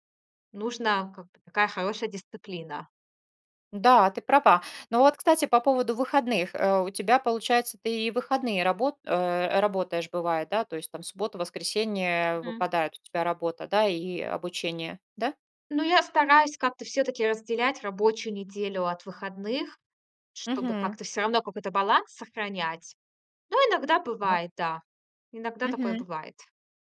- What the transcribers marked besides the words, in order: none
- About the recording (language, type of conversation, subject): Russian, podcast, Расскажи о случае, когда тебе пришлось заново учиться чему‑то?